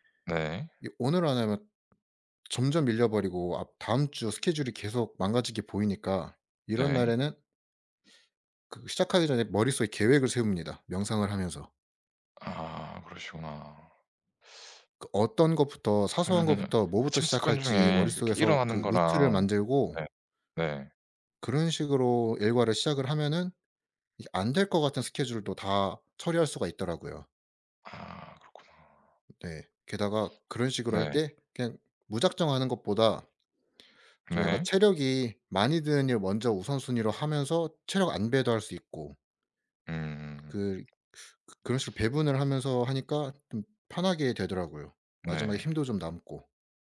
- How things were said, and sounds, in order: other background noise; tapping
- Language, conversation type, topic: Korean, unstructured, 오늘 하루는 보통 어떻게 시작하세요?